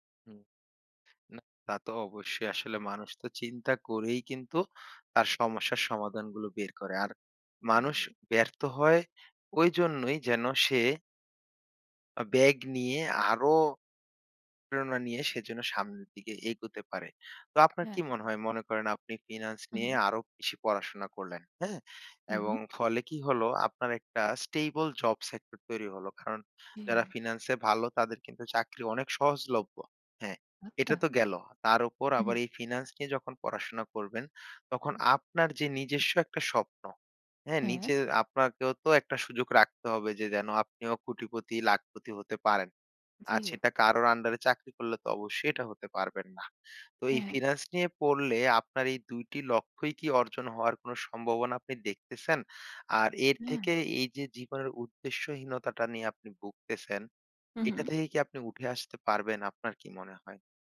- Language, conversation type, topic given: Bengali, advice, জীবনে স্থায়ী লক্ষ্য না পেয়ে কেন উদ্দেশ্যহীনতা অনুভব করছেন?
- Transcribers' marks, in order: in English: "stable"